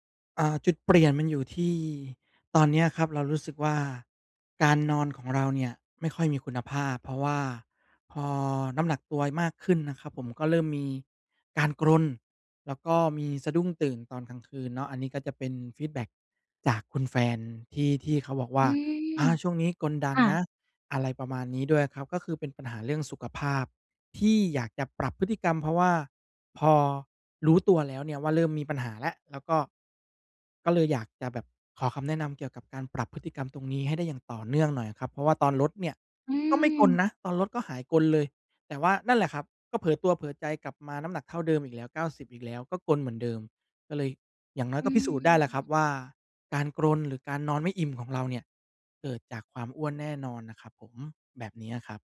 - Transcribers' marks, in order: none
- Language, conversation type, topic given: Thai, advice, ฉันควรเลิกนิสัยเดิมที่ส่งผลเสียต่อชีวิตไปเลย หรือค่อย ๆ เปลี่ยนเป็นนิสัยใหม่ดี?